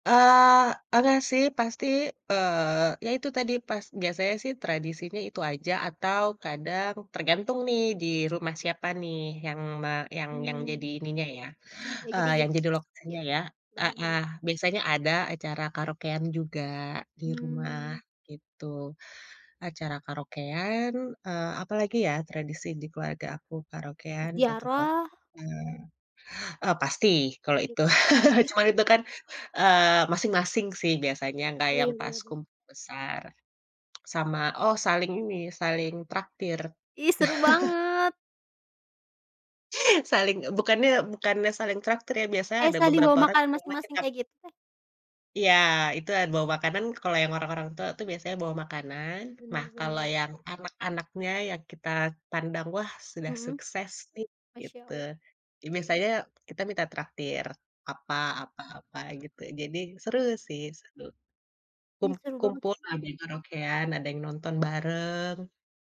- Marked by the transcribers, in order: tapping; chuckle; chuckle; other background noise
- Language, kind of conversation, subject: Indonesian, unstructured, Bagaimana perayaan hari besar memengaruhi hubungan keluarga?